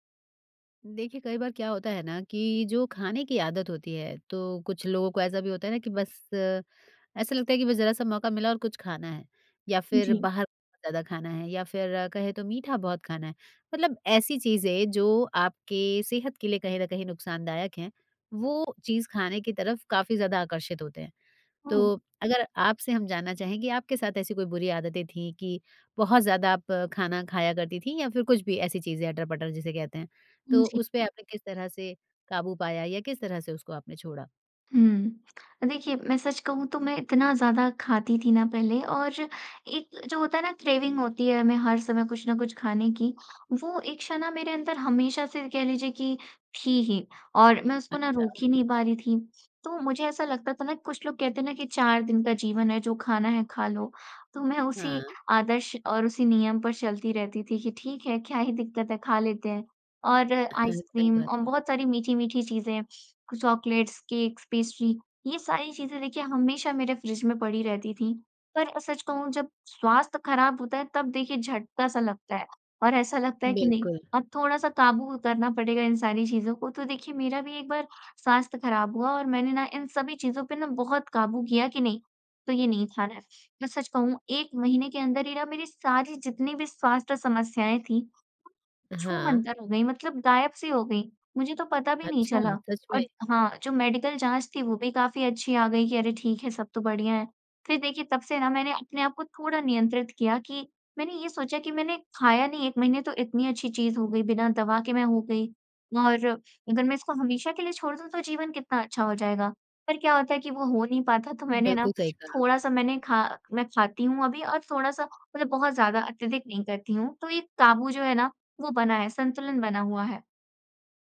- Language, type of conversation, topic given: Hindi, podcast, खाने की बुरी आदतों पर आपने कैसे काबू पाया?
- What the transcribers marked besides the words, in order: lip smack; in English: "क्रेविंग"; in English: "चॉकलेट्स, केक्स"